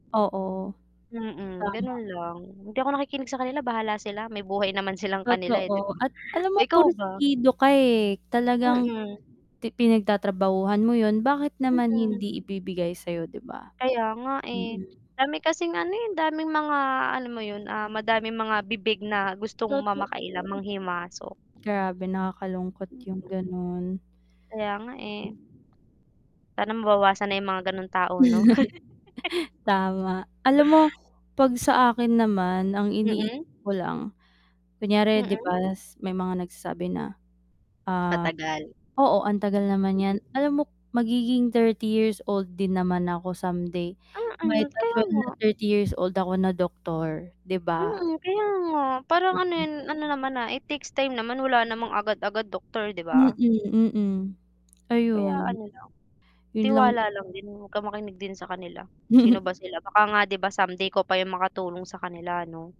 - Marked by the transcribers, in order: mechanical hum; static; distorted speech; chuckle; tapping; chuckle; other background noise; chuckle
- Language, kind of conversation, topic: Filipino, unstructured, Paano mo haharapin ang mga taong nagdududa sa pangarap mo?